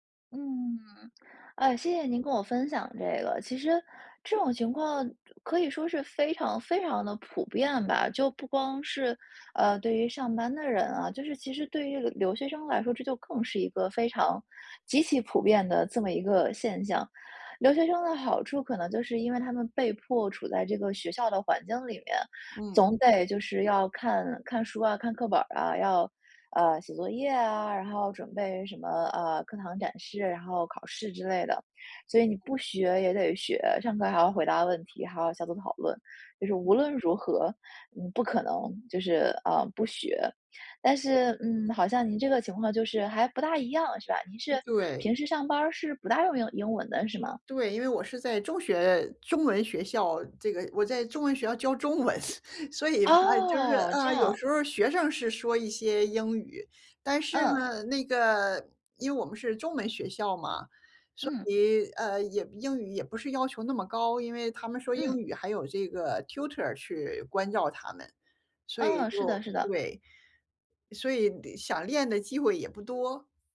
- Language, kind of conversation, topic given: Chinese, advice, 如何克服用外语交流时的不确定感？
- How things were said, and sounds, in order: laughing while speaking: "中文"; in English: "Tutor"